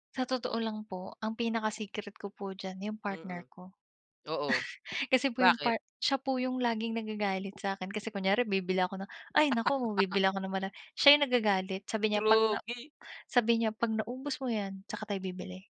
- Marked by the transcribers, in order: chuckle; other background noise; laugh
- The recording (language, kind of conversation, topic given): Filipino, unstructured, Ano ang masasabi mo sa mga taong nag-aaksaya ng pagkain?